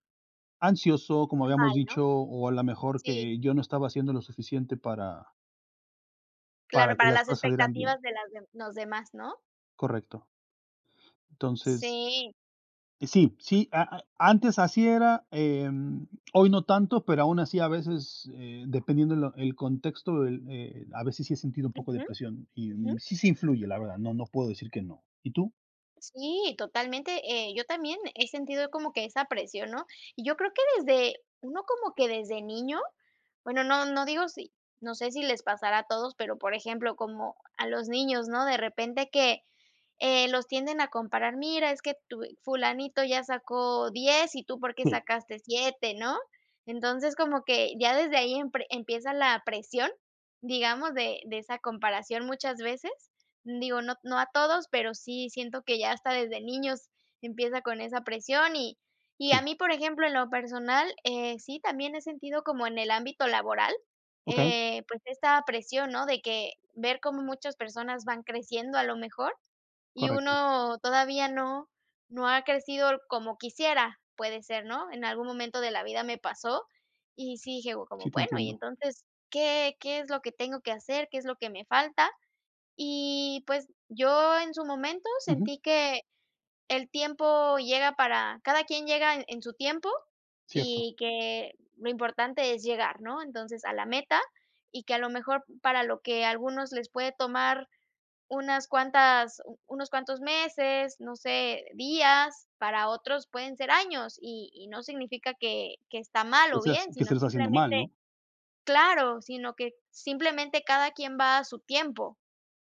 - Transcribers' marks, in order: tapping
- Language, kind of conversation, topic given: Spanish, unstructured, ¿Cómo afecta la presión social a nuestra salud mental?